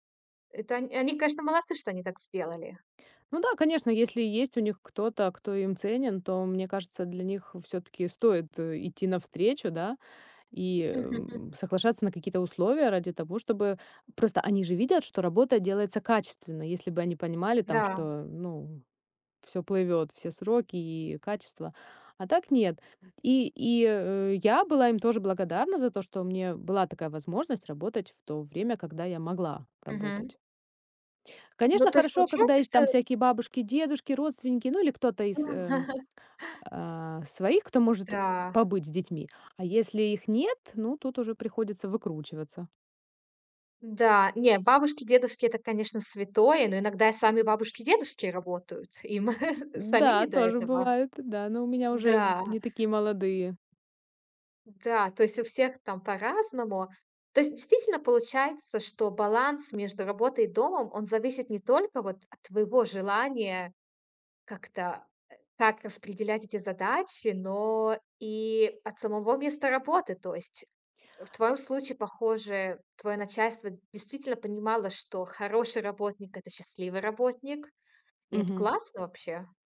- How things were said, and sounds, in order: chuckle; chuckle; other background noise; chuckle
- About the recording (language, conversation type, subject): Russian, podcast, Как ты находишь баланс между работой и домом?